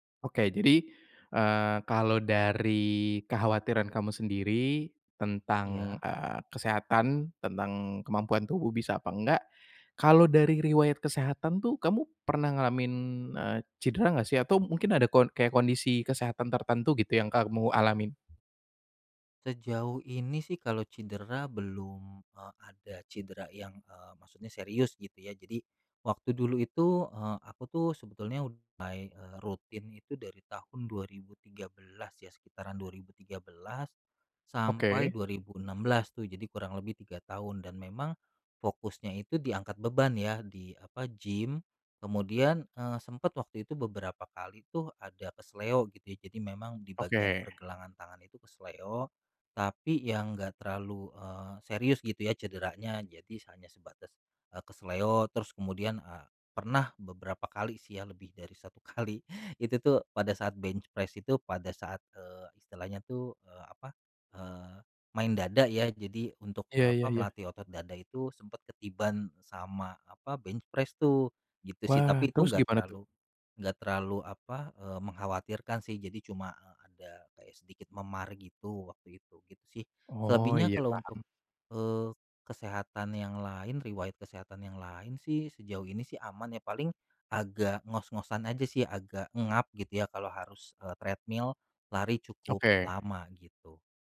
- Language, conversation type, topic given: Indonesian, advice, Bagaimana cara kembali berolahraga setelah lama berhenti jika saya takut tubuh saya tidak mampu?
- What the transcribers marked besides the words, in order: laughing while speaking: "kali"; in English: "bench press"; in English: "bench press"; in English: "treadmill"